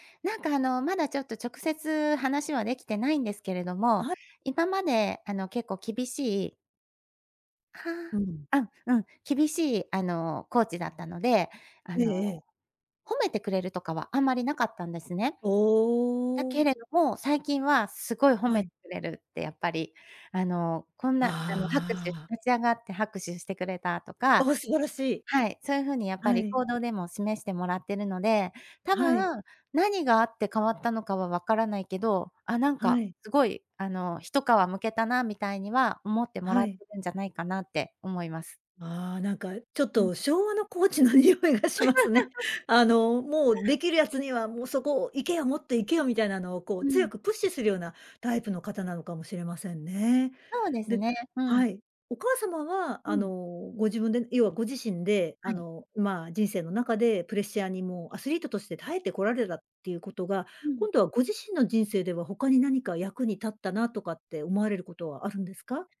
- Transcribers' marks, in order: laughing while speaking: "昭和のコーチの匂いがしますね"; laugh
- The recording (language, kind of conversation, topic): Japanese, podcast, プレッシャーが強い時の対処法は何ですか？